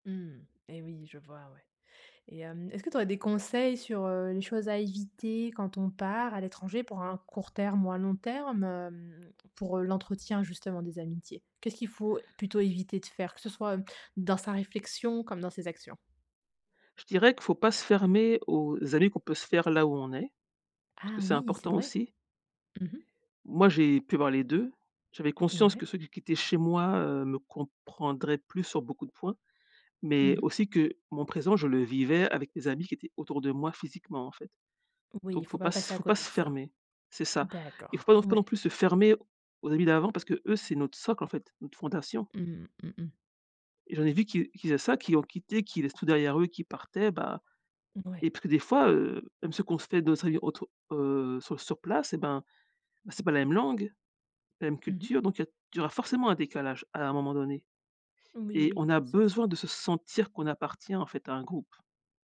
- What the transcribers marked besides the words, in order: other background noise; tapping; stressed: "besoin"
- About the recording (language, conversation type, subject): French, podcast, Comment maintiens-tu des amitiés à distance ?